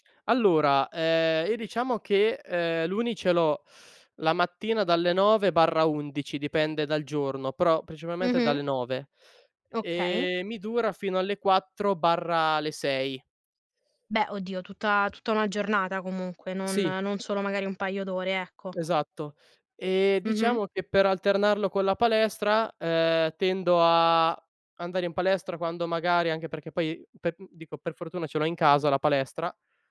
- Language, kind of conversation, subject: Italian, podcast, Come mantieni la motivazione nel lungo periodo?
- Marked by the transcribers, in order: tapping